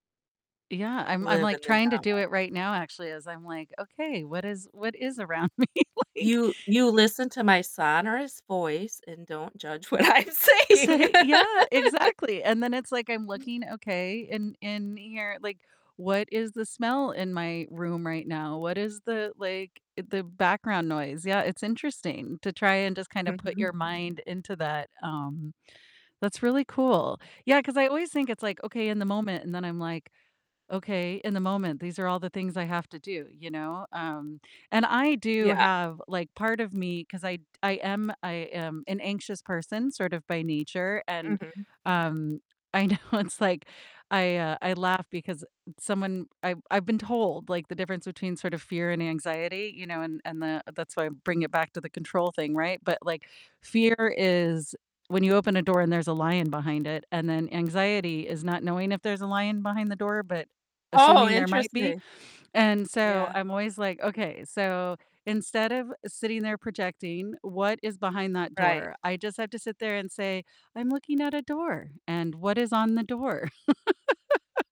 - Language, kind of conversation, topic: English, unstructured, How do you create a good work-life balance?
- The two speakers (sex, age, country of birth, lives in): female, 50-54, United States, United States; female, 50-54, United States, United States
- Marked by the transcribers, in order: distorted speech; laughing while speaking: "me? Like"; laughing while speaking: "So i"; laughing while speaking: "I'm saying"; laugh; other background noise; static; laughing while speaking: "know"; laughing while speaking: "Oh!"; chuckle